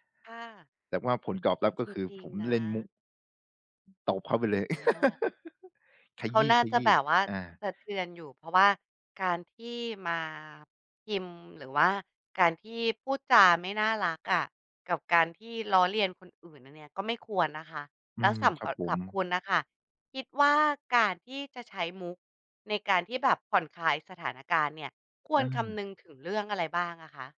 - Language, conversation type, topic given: Thai, podcast, คุณเคยใช้มุกตลกตอนทะเลาะเพื่อคลายบรรยากาศไหม แล้วได้ผลยังไง?
- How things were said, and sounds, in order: other background noise; laugh